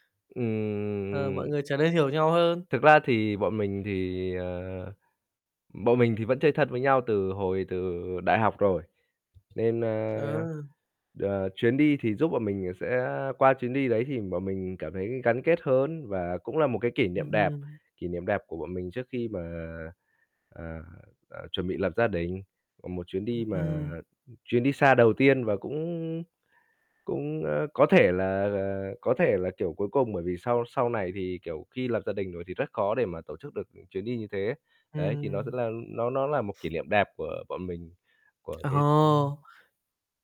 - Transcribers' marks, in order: tapping; distorted speech; static; other background noise
- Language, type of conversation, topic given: Vietnamese, podcast, Bạn có thể kể về chuyến đi đáng nhớ nhất của bạn không?